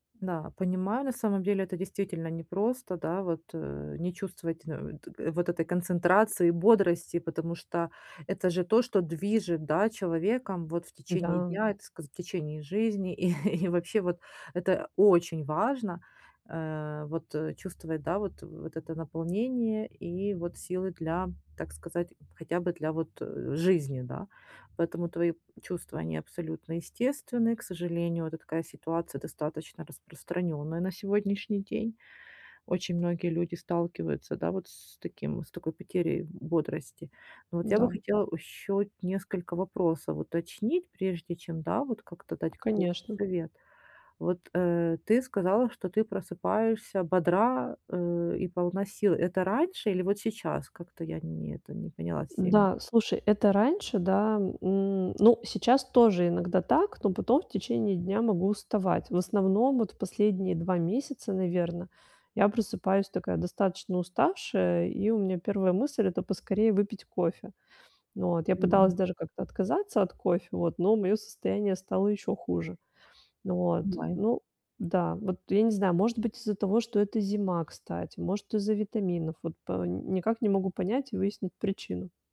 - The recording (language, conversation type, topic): Russian, advice, Как мне лучше сохранять концентрацию и бодрость в течение дня?
- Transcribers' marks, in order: laughing while speaking: "И, и"; tapping